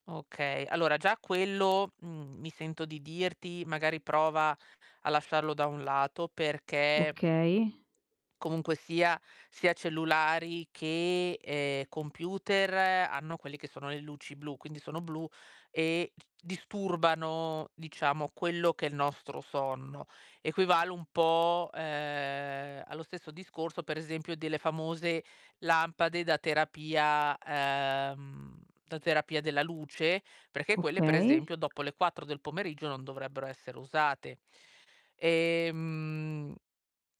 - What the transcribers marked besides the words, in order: distorted speech; tapping; drawn out: "uhm"; drawn out: "Ehm"
- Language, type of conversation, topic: Italian, advice, Come posso creare una routine serale che mi aiuti a dormire meglio e a mantenere abitudini di sonno regolari?